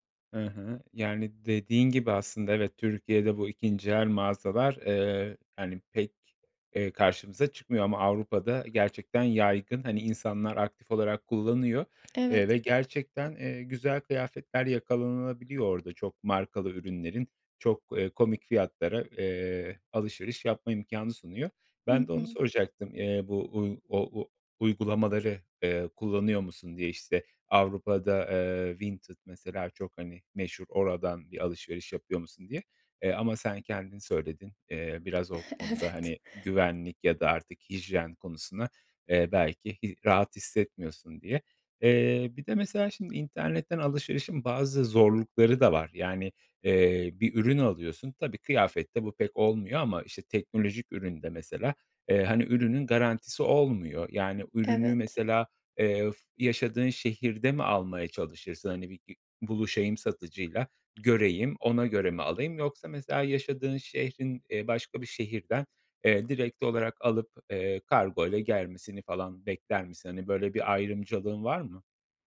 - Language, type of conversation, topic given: Turkish, podcast, İkinci el alışveriş hakkında ne düşünüyorsun?
- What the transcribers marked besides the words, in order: tapping; other background noise; chuckle; laughing while speaking: "Evet"